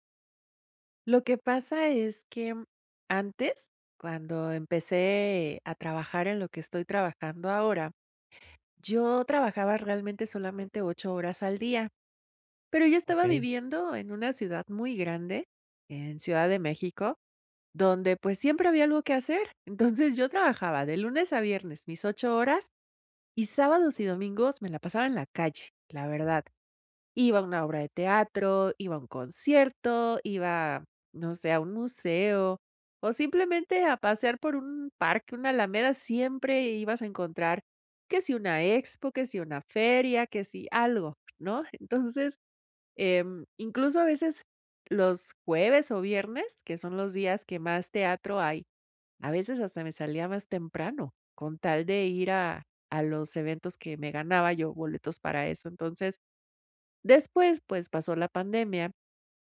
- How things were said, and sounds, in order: chuckle
- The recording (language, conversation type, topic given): Spanish, advice, ¿Por qué me siento culpable al descansar o divertirme en lugar de trabajar?